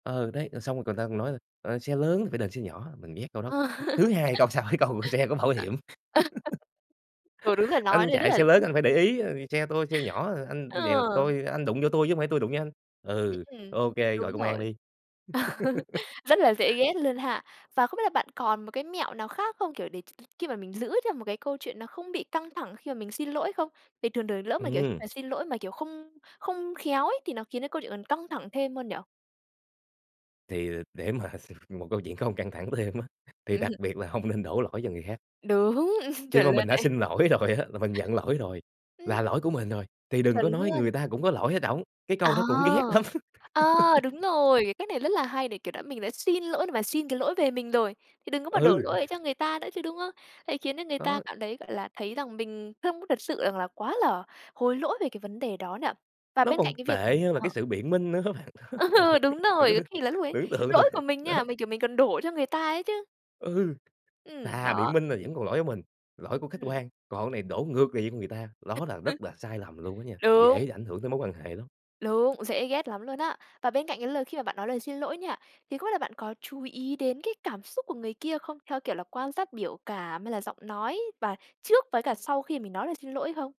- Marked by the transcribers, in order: laughing while speaking: "Ờ"; laugh; other background noise; laughing while speaking: "câu sau cái câu: Xe"; laugh; laugh; tapping; laugh; laughing while speaking: "s"; laughing while speaking: "thêm"; laughing while speaking: "Ừm"; chuckle; laughing while speaking: "rồi á"; laughing while speaking: "lắm"; laugh; laughing while speaking: "Ờ"; laughing while speaking: "bạn"; laugh; laughing while speaking: "tưởng tượng thử, đó"; unintelligible speech
- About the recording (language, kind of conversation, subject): Vietnamese, podcast, Làm thế nào để xin lỗi mà không khiến người kia tổn thương thêm?